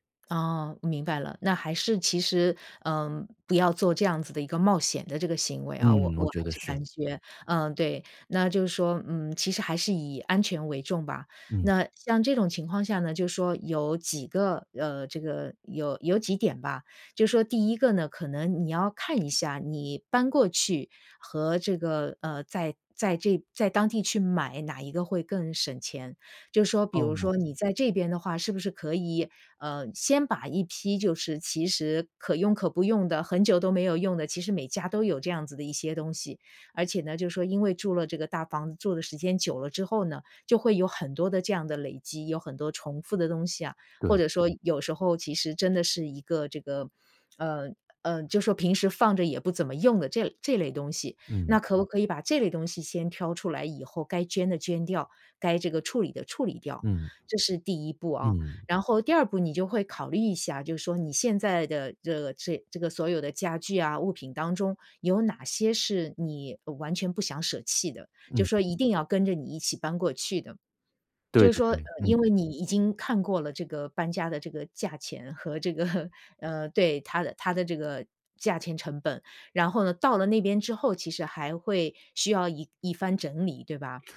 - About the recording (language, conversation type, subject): Chinese, advice, 我如何制定搬家预算并尽量省钱？
- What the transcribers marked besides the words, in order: laughing while speaking: "这个"